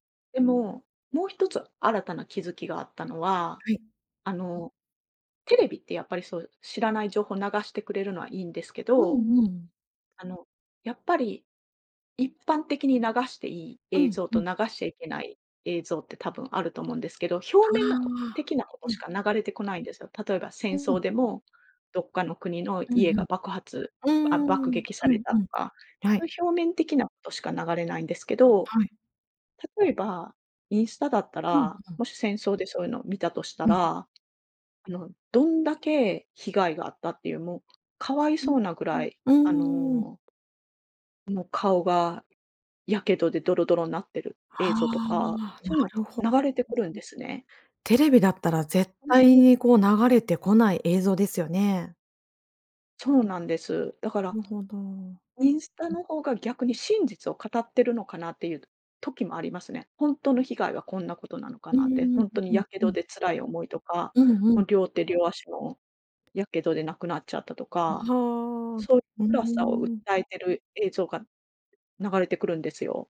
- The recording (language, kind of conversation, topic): Japanese, podcast, SNSとうまくつき合うコツは何だと思いますか？
- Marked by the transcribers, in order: drawn out: "は"; unintelligible speech